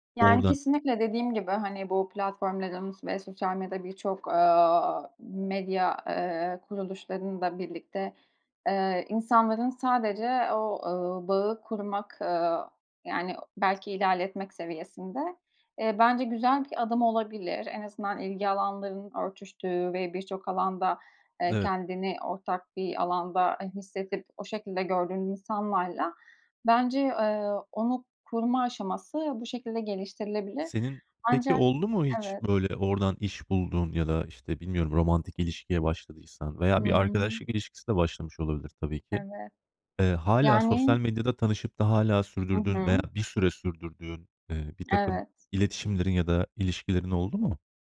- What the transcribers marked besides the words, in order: siren; other background noise
- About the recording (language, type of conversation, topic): Turkish, podcast, Sence sosyal medyada bağ kurmak mı, yoksa yüz yüze konuşmak mı daha değerli?